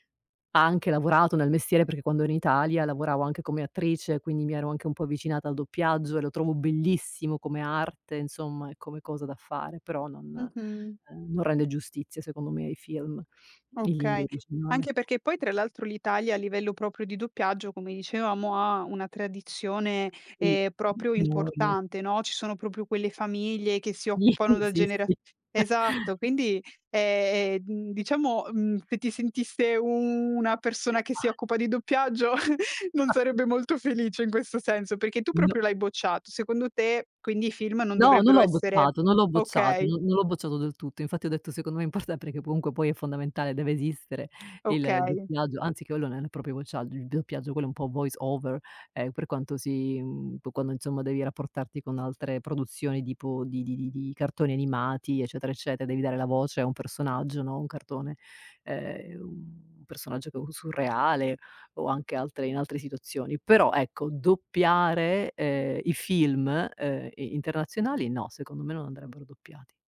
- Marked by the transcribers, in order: "trovavo" said as "travo"; other background noise; "proprio" said as "propio"; "proprio" said as "propio"; laughing while speaking: "Sì, sì, sì"; chuckle; "se" said as "fe"; unintelligible speech; chuckle; laughing while speaking: "non sarebbe molto felice in questo senso"; unintelligible speech; tapping; "proprio" said as "propio"; "importante" said as "importantre"; "comunque" said as "unque"; "quello" said as "chiuello"; "proprio" said as "propio"; in English: "Voice Over"; "eccetera" said as "eccete"
- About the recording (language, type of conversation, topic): Italian, podcast, Cosa ne pensi delle produzioni internazionali doppiate o sottotitolate?